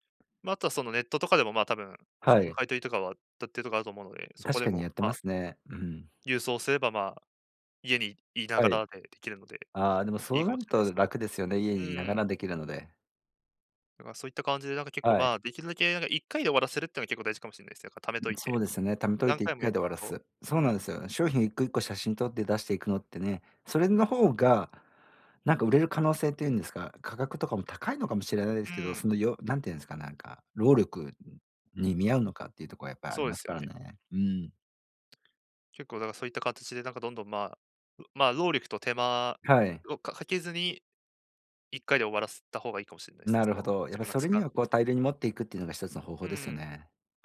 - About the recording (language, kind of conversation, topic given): Japanese, advice, オンラインで失敗しない買い物をするにはどうすればよいですか？
- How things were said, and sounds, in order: other noise